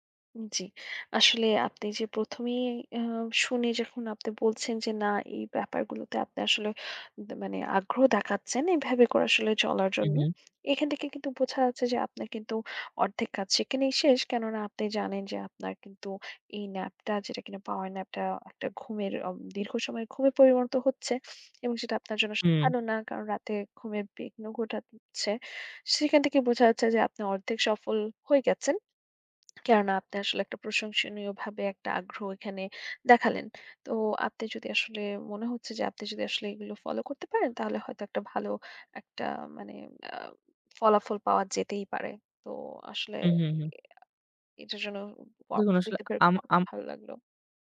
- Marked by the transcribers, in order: tapping; swallow
- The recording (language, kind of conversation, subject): Bengali, advice, দুপুরের ঘুমানোর অভ্যাস কি রাতের ঘুমে বিঘ্ন ঘটাচ্ছে?